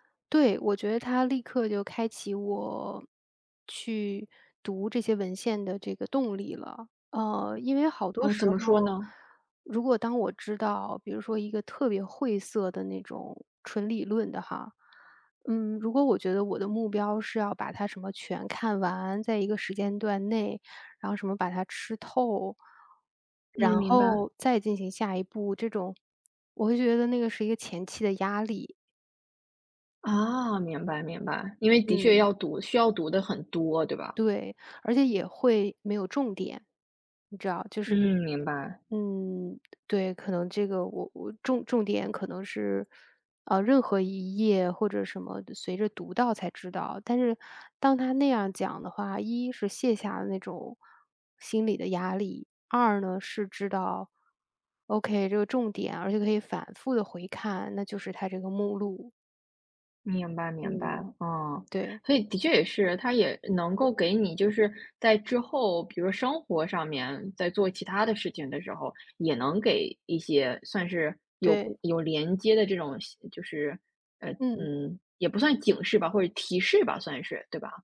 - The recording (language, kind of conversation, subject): Chinese, podcast, 能不能说说导师给过你最实用的建议？
- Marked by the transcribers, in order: other noise; other background noise